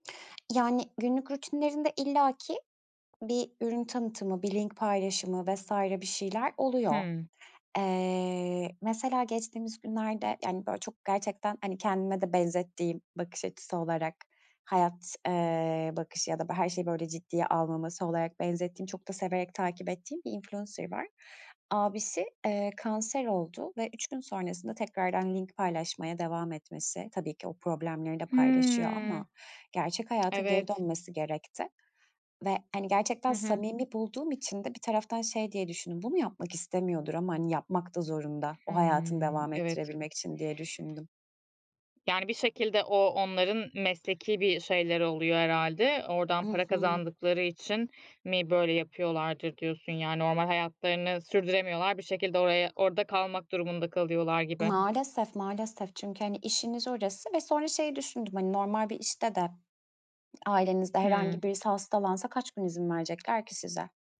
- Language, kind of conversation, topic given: Turkish, podcast, Influencer olmak günlük hayatını sence nasıl değiştirir?
- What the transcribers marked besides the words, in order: in English: "influencer"; other background noise; tapping